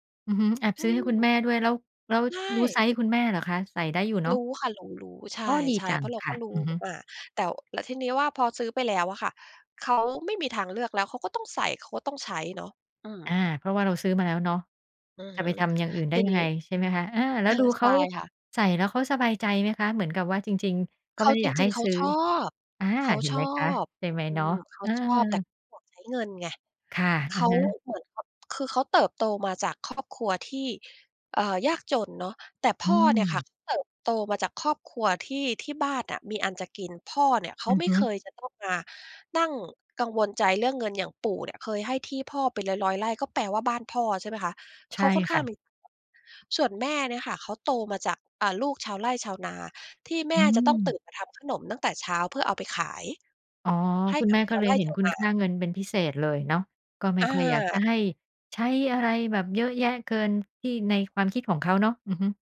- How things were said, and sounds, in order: tapping; chuckle; unintelligible speech
- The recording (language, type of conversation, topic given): Thai, podcast, เรื่องเงินทำให้คนต่างรุ่นขัดแย้งกันบ่อยไหม?